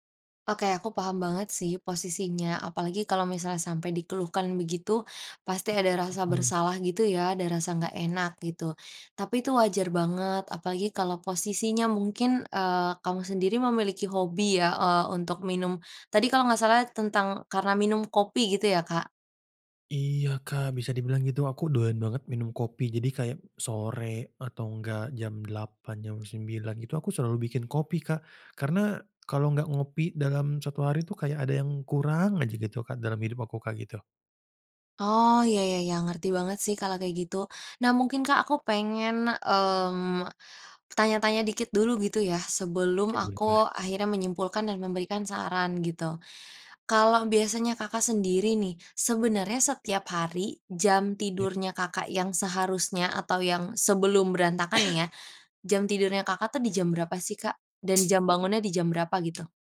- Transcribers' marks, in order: other background noise; tapping
- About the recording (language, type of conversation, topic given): Indonesian, advice, Mengapa saya sulit tidur tepat waktu dan sering bangun terlambat?
- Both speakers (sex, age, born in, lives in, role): female, 20-24, Indonesia, Indonesia, advisor; male, 25-29, Indonesia, Indonesia, user